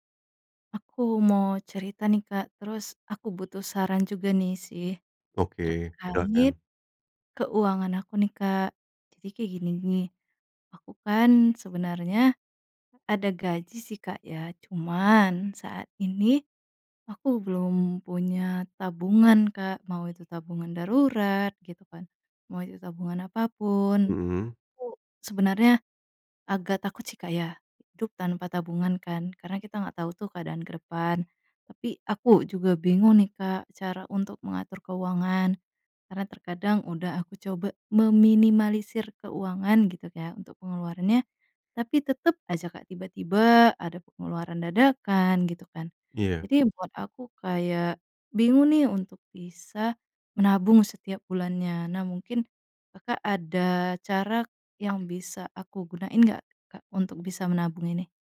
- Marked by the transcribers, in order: none
- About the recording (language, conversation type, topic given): Indonesian, advice, Bagaimana rasanya hidup dari gajian ke gajian tanpa tabungan darurat?